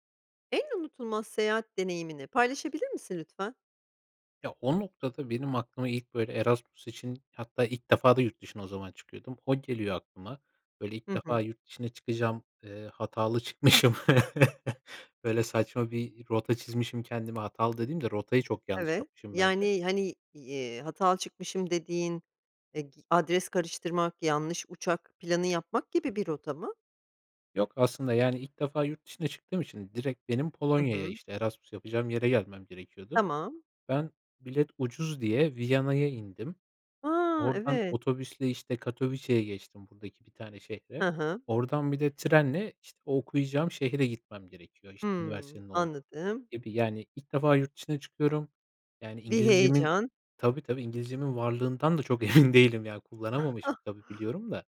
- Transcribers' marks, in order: laughing while speaking: "çıkmışım"; chuckle; tapping; laughing while speaking: "emin değilim"; chuckle
- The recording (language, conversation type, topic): Turkish, podcast, En unutulmaz seyahat deneyimini anlatır mısın?